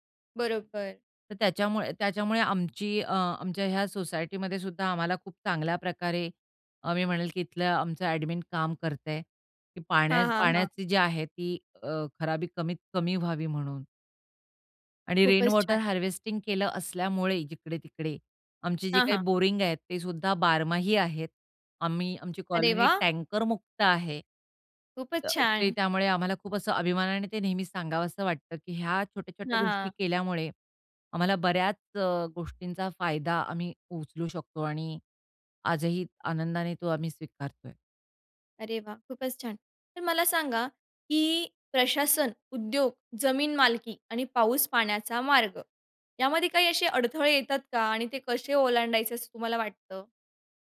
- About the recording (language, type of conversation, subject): Marathi, podcast, नद्या आणि ओढ्यांचे संरक्षण करण्यासाठी लोकांनी काय करायला हवे?
- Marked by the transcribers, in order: in English: "ॲडमिन"; in English: "रेनवॉटर हार्वेस्टिंग"; in English: "बोरिंग"; surprised: "अरे वाह!"